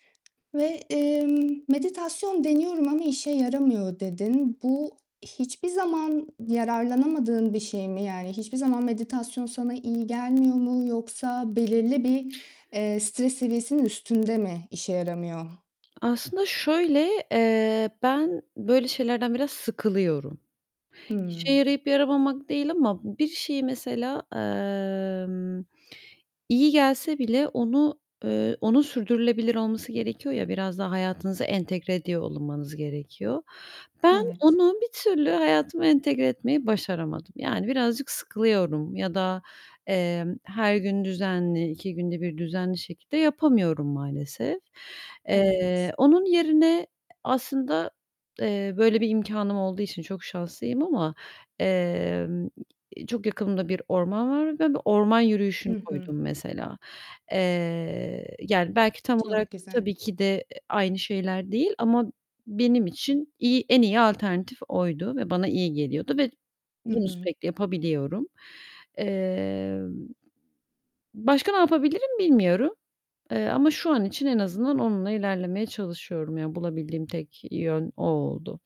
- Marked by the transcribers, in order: other background noise; distorted speech; static
- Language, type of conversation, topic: Turkish, advice, İş görüşmelerinde özgüven eksikliği yaşadığını nasıl fark ediyorsun?
- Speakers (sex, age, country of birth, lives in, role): female, 25-29, Turkey, Greece, advisor; female, 30-34, Turkey, Germany, user